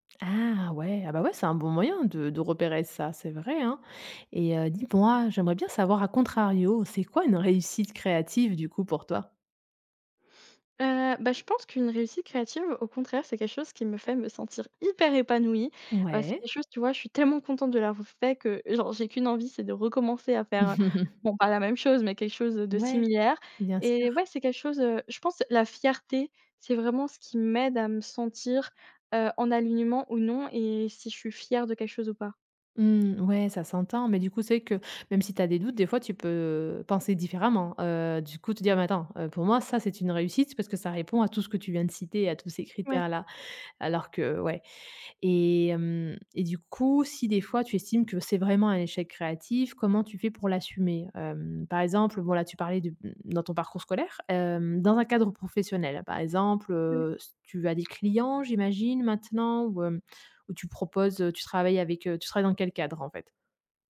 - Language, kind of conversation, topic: French, podcast, Comment transformes-tu un échec créatif en leçon utile ?
- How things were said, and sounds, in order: surprised: "Ah ouais"; other background noise; joyful: "hyper épanouie"; stressed: "hyper épanouie"; chuckle; stressed: "fierté"; tapping